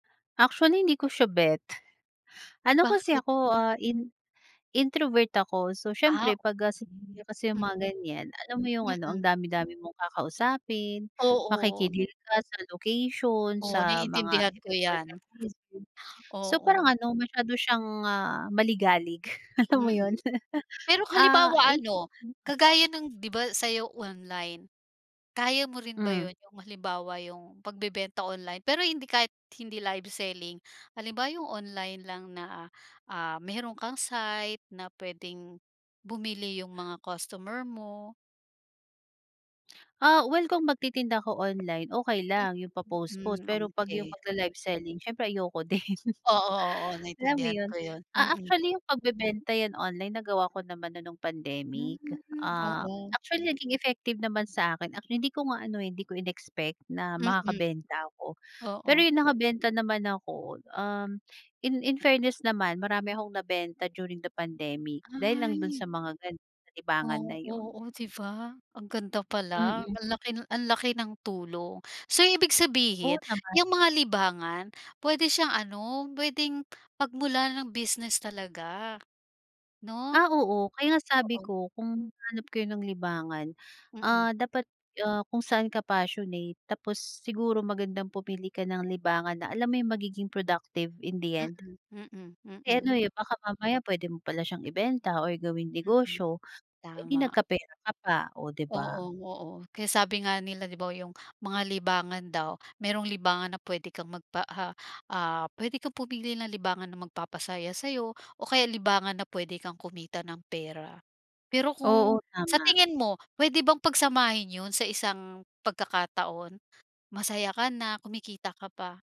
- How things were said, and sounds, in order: laugh; unintelligible speech; laughing while speaking: "din"; in English: "passionate"; in English: "productive in the end"
- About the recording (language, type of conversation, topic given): Filipino, podcast, Ano ang paborito mong libangan, at bakit mo ito gusto?